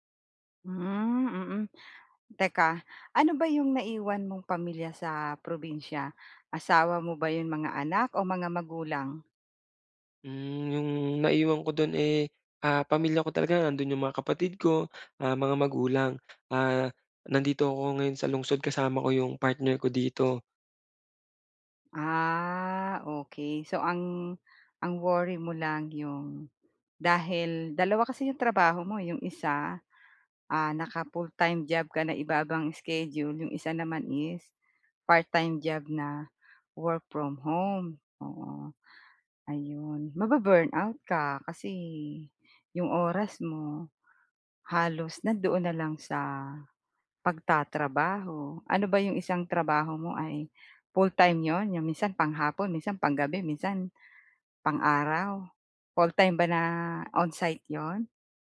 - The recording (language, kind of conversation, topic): Filipino, advice, Paano ako magtatakda ng hangganan at maglalaan ng oras para sa sarili ko?
- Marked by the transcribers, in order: other background noise; drawn out: "Ah"; dog barking